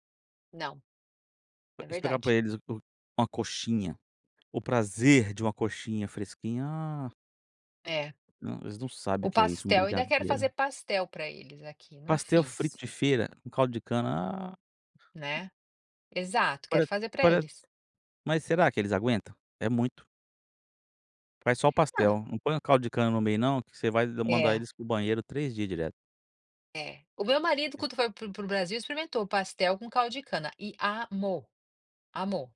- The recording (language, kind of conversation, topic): Portuguese, podcast, Como a comida ajuda a manter sua identidade cultural?
- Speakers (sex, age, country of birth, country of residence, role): female, 50-54, United States, United States, guest; male, 45-49, Brazil, United States, host
- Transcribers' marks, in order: chuckle; other noise